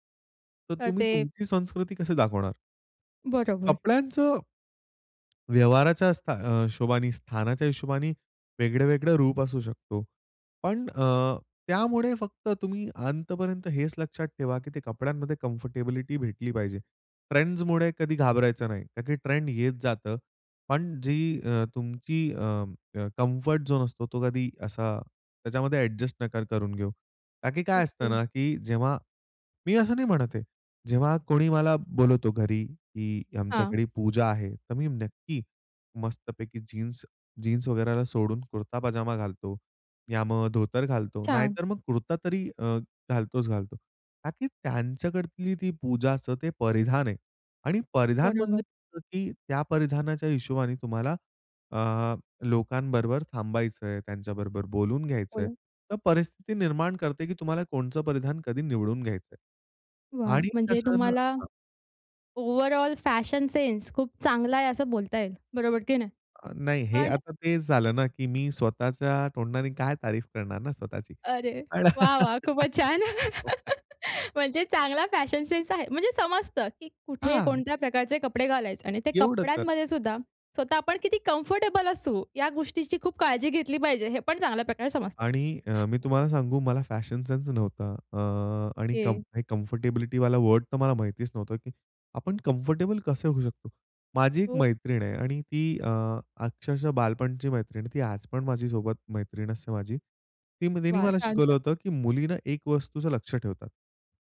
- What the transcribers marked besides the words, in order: tapping; in English: "कम्फर्टेबिलिटी"; in English: "कम्फर्ट झोन"; in English: "ओव्हरऑल फॅशन सेन्स"; laugh; laughing while speaking: "म्हणजे चांगला फॅशन सेन्स आहे"; laugh; in English: "कंफर्टेबल"; other background noise; in English: "सेन्स"; in English: "कम्फर्टेबिलिटीवाला वर्ड"; in English: "कम्फर्टेबल"
- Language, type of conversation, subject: Marathi, podcast, कोणत्या कपड्यांमध्ये आपण सर्वांत जास्त स्वतःसारखे वाटता?